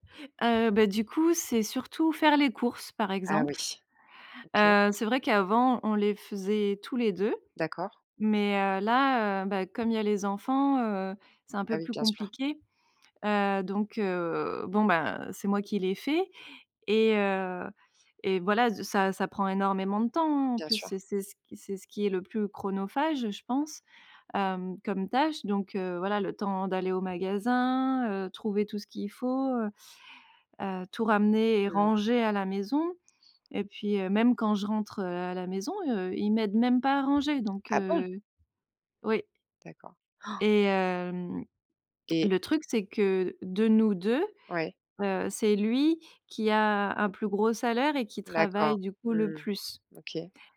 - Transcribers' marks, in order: gasp; tapping
- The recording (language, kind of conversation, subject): French, advice, Comment gérer les conflits liés au partage des tâches ménagères ?